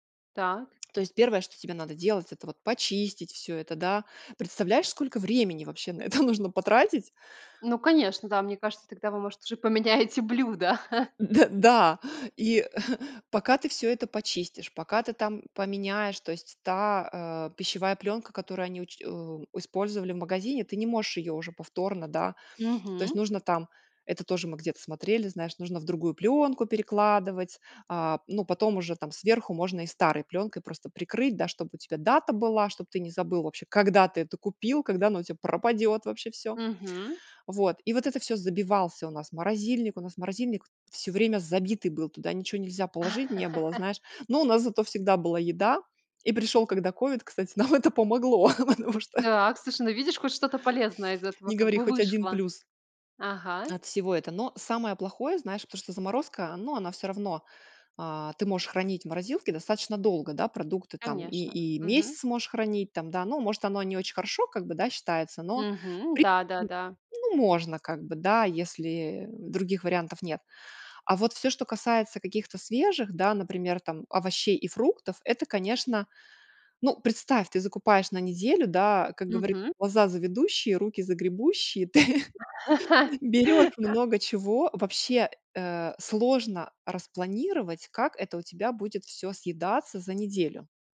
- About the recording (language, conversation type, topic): Russian, podcast, Как уменьшить пищевые отходы в семье?
- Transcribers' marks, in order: lip smack; laughing while speaking: "нужно"; laughing while speaking: "поменяете блюдо"; chuckle; laugh; "Слушай" said as "сушай"; laughing while speaking: "помогло, потому что"; laugh; swallow; laugh; laughing while speaking: "Ты"